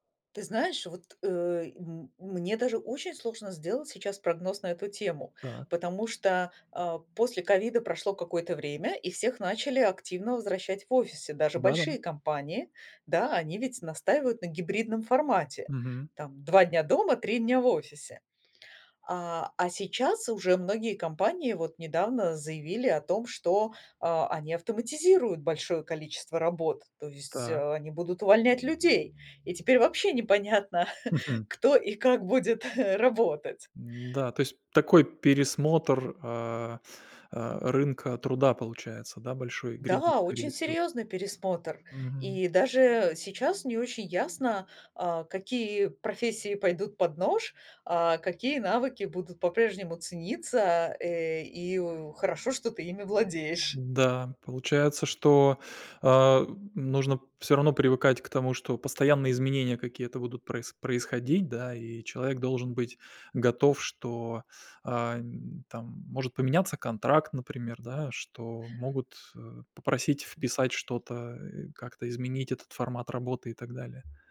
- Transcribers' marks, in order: chuckle; "грядет" said as "гридит"; tapping
- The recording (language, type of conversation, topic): Russian, podcast, Что вы думаете о гибком графике и удалённой работе?